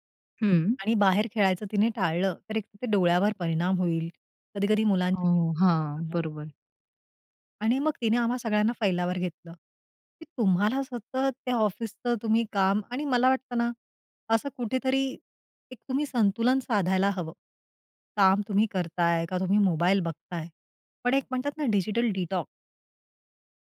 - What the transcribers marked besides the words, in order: other background noise
- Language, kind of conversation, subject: Marathi, podcast, कुटुंबीय जेवणात मोबाईल न वापरण्याचे नियम तुम्ही कसे ठरवता?